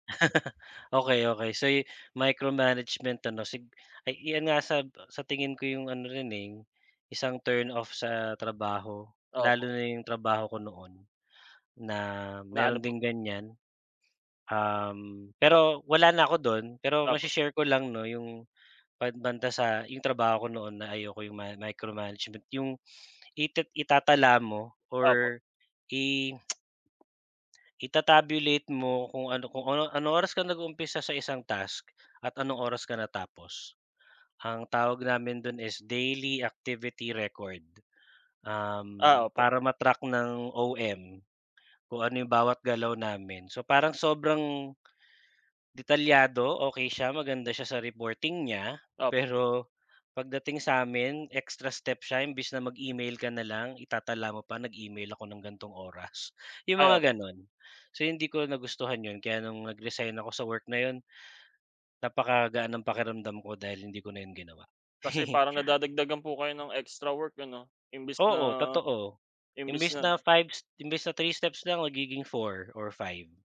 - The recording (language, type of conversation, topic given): Filipino, unstructured, Ano ang mga bagay na gusto mong baguhin sa iyong trabaho?
- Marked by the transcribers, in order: chuckle; in English: "micro-management"; in English: "micro-management"; lip smack; in English: "daily activity record"; laugh